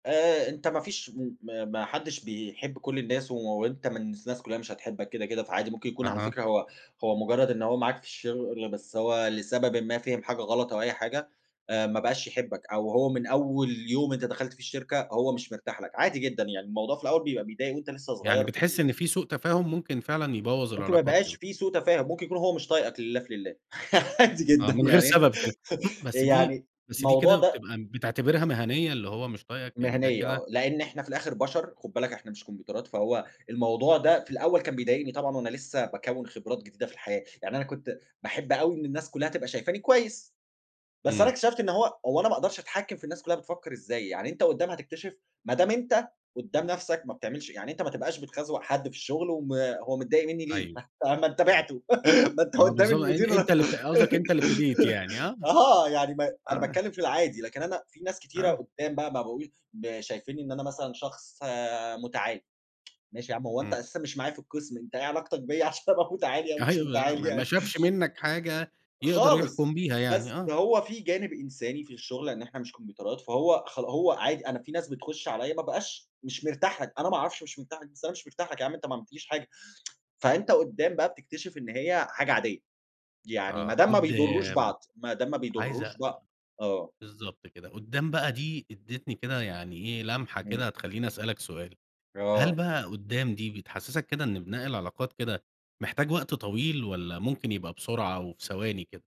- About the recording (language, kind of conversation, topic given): Arabic, podcast, إزاي تبني شبكة علاقات مهنية فعّالة؟
- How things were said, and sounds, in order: laugh; laughing while speaking: "عادي جدًا يعني"; other noise; tapping; unintelligible speech; laugh; laughing while speaking: "ما أنت قدّام المدير"; giggle; laughing while speaking: "عشان أبقى مُتَعالي أو مش مُتَعالي يعني؟"; chuckle; tsk